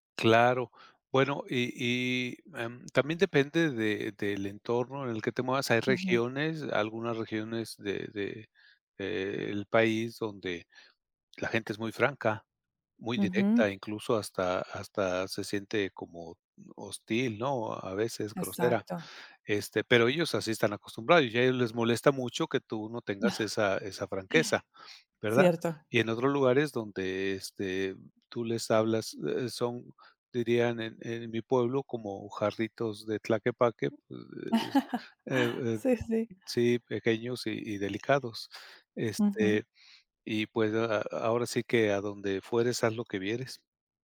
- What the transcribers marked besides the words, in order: chuckle; other background noise; chuckle
- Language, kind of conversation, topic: Spanish, podcast, Qué haces cuando alguien reacciona mal a tu sinceridad